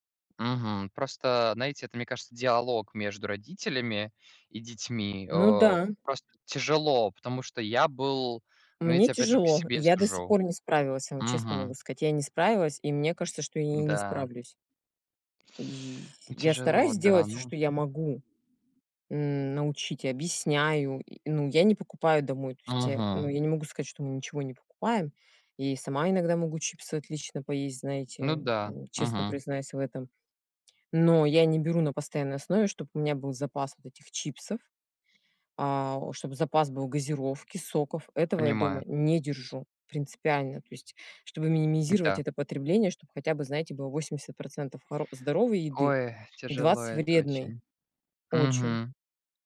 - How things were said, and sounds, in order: tapping; teeth sucking; sad: "Ой, тяжело это очень"
- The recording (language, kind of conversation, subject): Russian, unstructured, Какие продукты вы считаете наиболее опасными для детей?